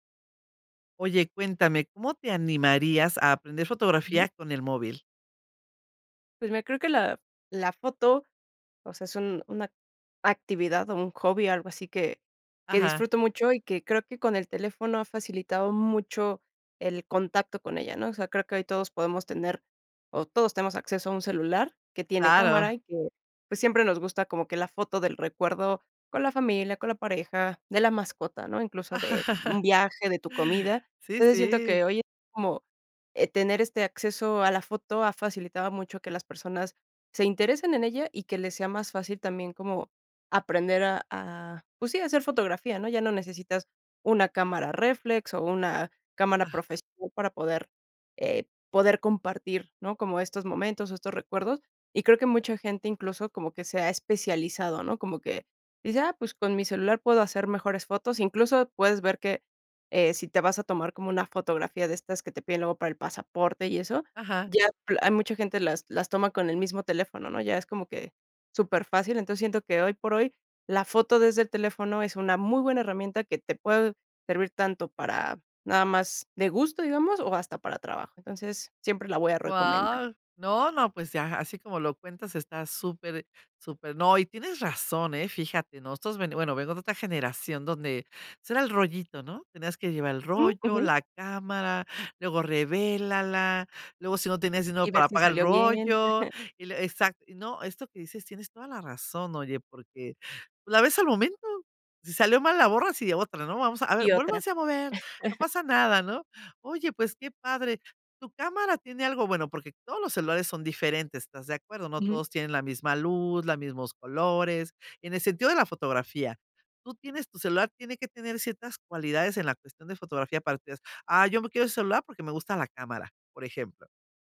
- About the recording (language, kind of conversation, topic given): Spanish, podcast, ¿Cómo te animarías a aprender fotografía con tu celular?
- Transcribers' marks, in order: chuckle; chuckle; chuckle